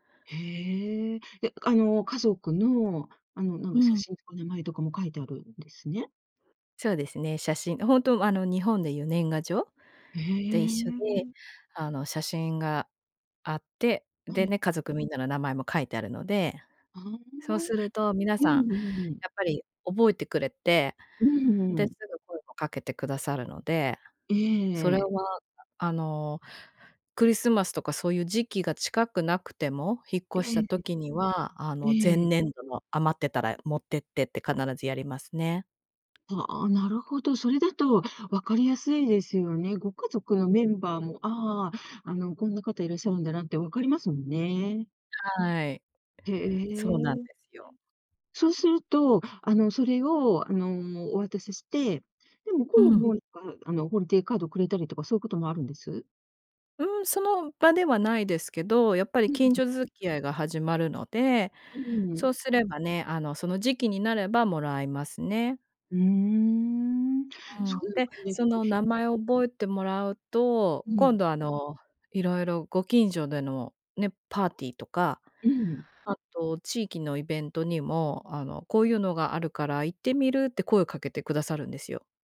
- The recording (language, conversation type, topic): Japanese, podcast, 新しい地域で人とつながるには、どうすればいいですか？
- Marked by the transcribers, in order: in English: "ホリデーカード"; unintelligible speech